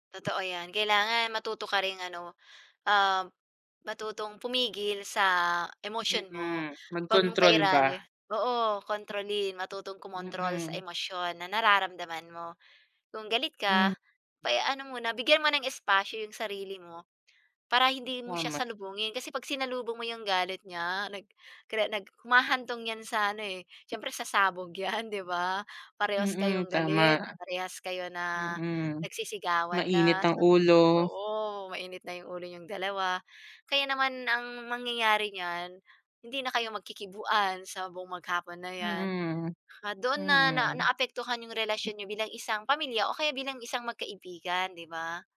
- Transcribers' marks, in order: other background noise
- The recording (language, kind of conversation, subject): Filipino, unstructured, Ano ang pinakamahalagang bagay na dapat tandaan kapag may hindi pagkakaintindihan?